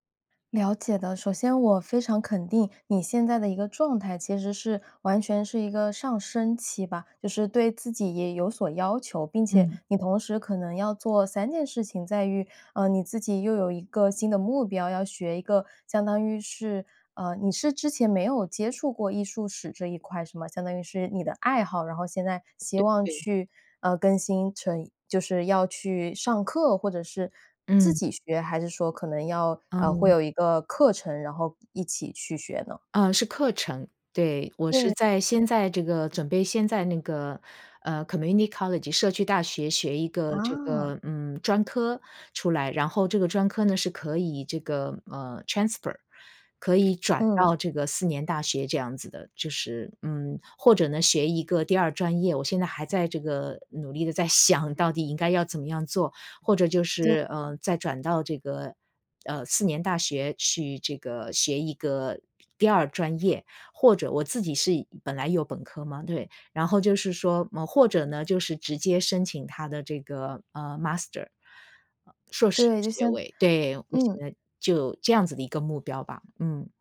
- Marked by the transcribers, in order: other background noise; in English: "community college"; in English: "transfer"; laughing while speaking: "想"; in English: "master"
- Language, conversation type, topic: Chinese, advice, 如何在保持自律的同时平衡努力与休息，而不对自己过于苛刻？